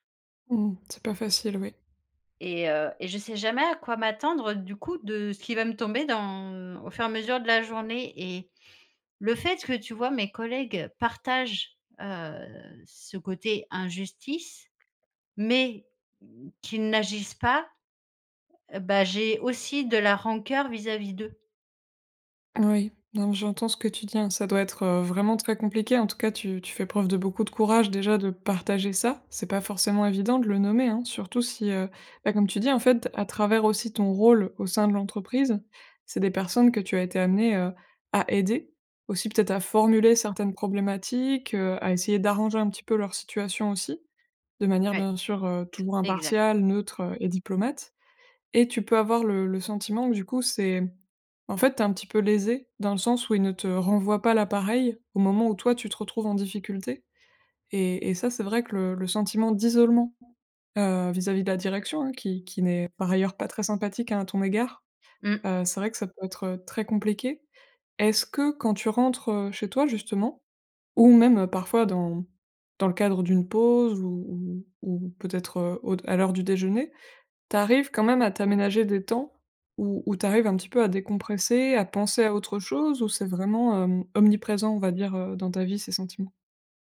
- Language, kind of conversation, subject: French, advice, Comment gérer mon ressentiment envers des collègues qui n’ont pas remarqué mon épuisement ?
- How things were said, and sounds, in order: tapping